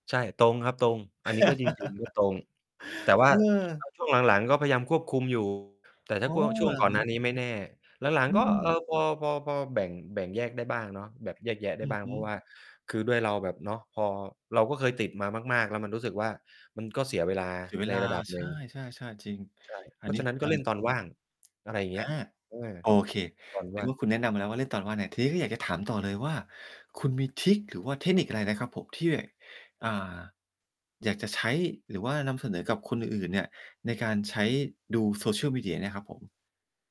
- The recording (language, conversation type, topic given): Thai, podcast, นิสัยการเล่นโซเชียลมีเดียตอนว่างของคุณเป็นอย่างไรบ้าง?
- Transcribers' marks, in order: laugh; static; distorted speech; other background noise; tapping